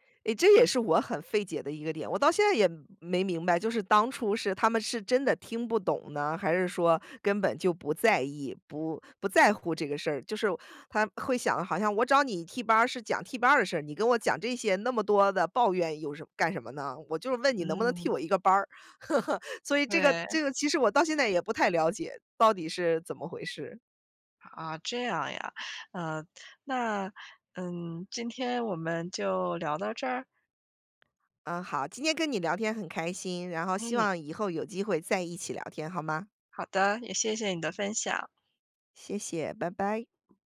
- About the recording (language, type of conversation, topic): Chinese, podcast, 你怎么看待委婉和直白的说话方式？
- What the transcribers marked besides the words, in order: other background noise; laugh